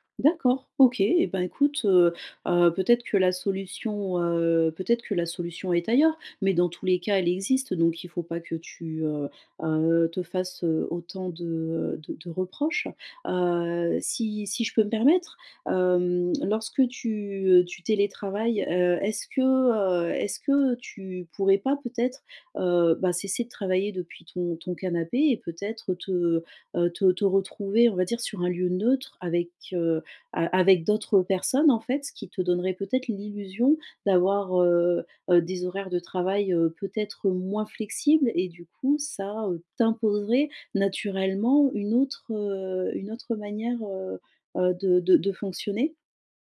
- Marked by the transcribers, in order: other background noise
- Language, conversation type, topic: French, advice, Pourquoi est-ce que je procrastine malgré de bonnes intentions et comment puis-je rester motivé sur le long terme ?